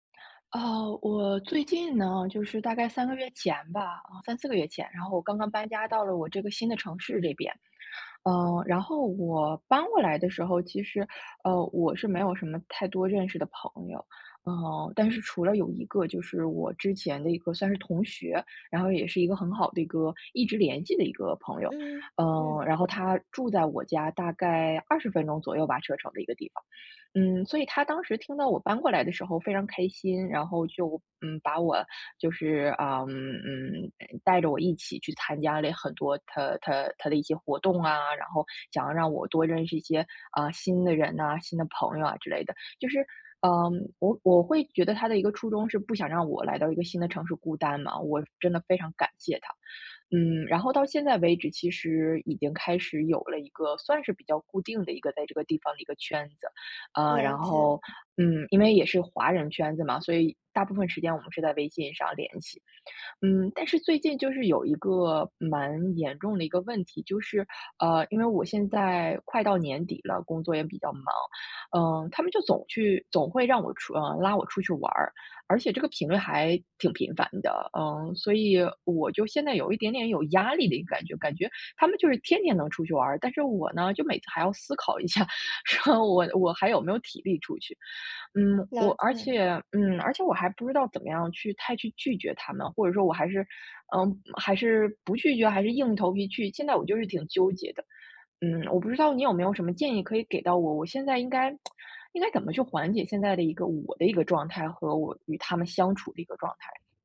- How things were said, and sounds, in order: tapping; laughing while speaking: "一下说：我 我"; lip smack
- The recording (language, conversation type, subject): Chinese, advice, 朋友群经常要求我参加聚会，但我想拒绝，该怎么说才礼貌？